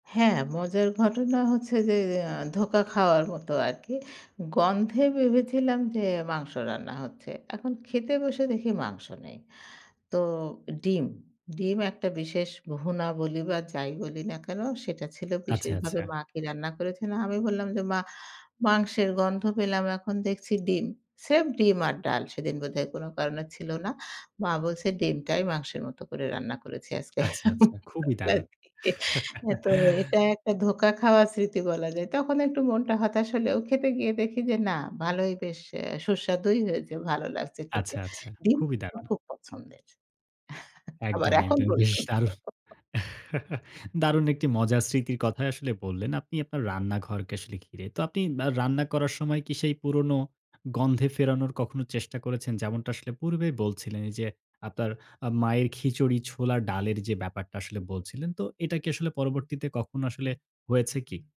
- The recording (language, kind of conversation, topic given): Bengali, podcast, রান্নার গন্ধে আপনার বাড়ির কোন স্মৃতি জেগে ওঠে?
- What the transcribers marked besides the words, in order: other background noise; tapping; chuckle; laughing while speaking: "তো এটা একটা ধোকা খাওয়া স্মৃতি বলা যায়"; chuckle; chuckle; laughing while speaking: "আবার এখন পর্যন্ত"; laughing while speaking: "বেশ দারুণ"; chuckle